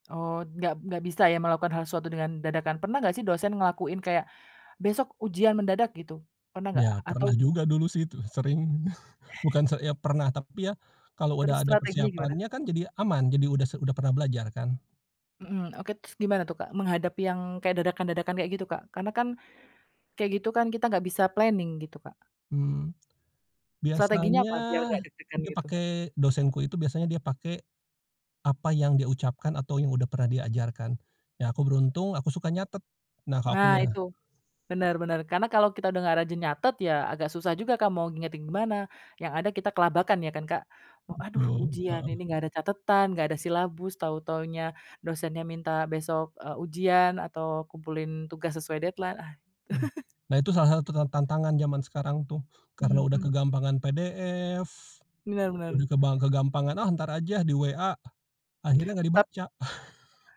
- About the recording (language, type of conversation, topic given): Indonesian, podcast, Apa strategi kamu untuk menghadapi ujian besar tanpa stres berlebihan?
- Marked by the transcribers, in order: tapping; chuckle; in English: "planning"; in English: "deadline"; chuckle; chuckle